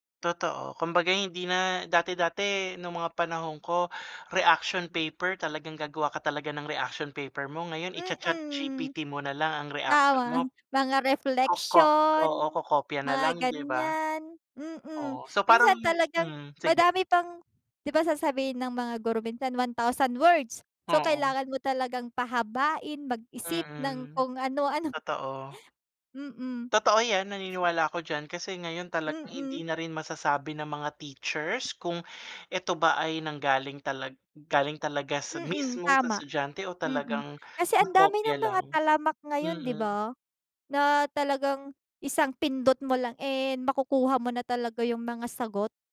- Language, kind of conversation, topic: Filipino, unstructured, Paano nakakaapekto ang teknolohiya sa iyong trabaho o pag-aaral?
- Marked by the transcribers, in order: other background noise; chuckle; tapping; chuckle